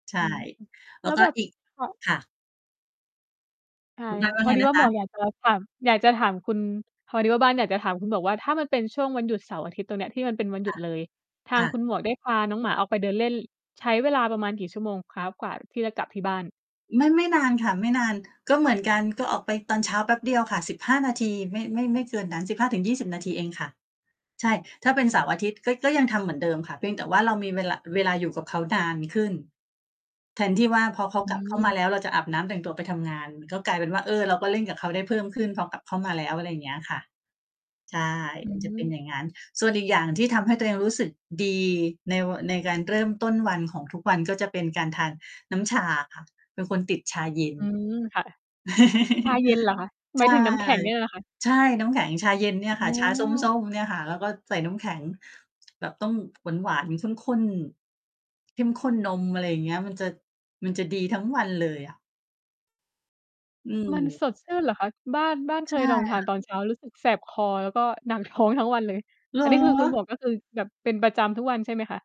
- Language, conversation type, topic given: Thai, unstructured, คุณชอบเริ่มต้นวันใหม่ด้วยกิจกรรมอะไรบ้าง?
- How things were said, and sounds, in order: distorted speech; tapping; laugh; laughing while speaking: "ท้อง"